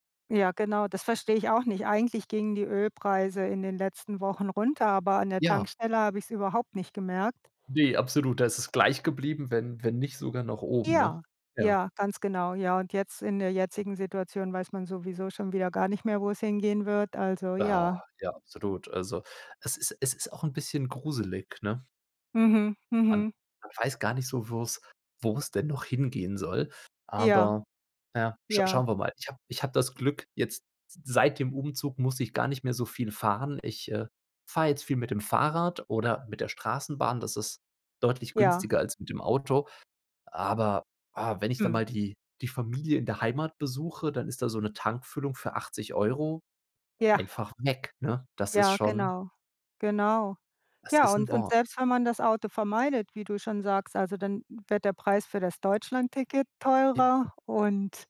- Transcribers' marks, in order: stressed: "weg"; unintelligible speech
- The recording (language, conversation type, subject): German, unstructured, Was denkst du über die steigenden Preise im Alltag?